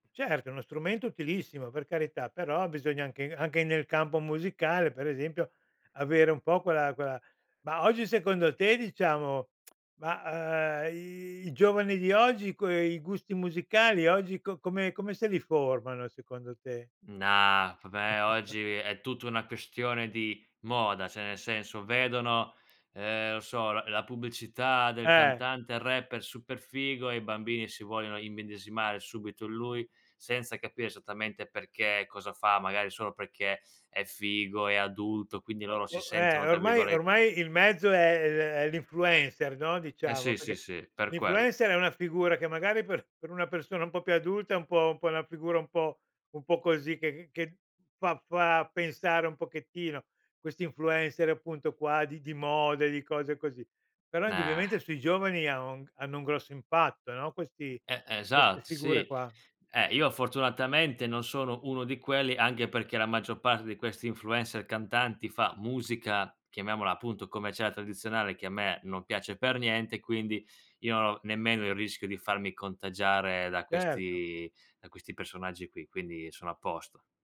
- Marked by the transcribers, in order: lip smack; drawn out: "i"; chuckle; "cioè" said as "ceh"; other background noise
- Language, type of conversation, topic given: Italian, podcast, Raccontami com'è cambiato il tuo gusto musicale nel tempo?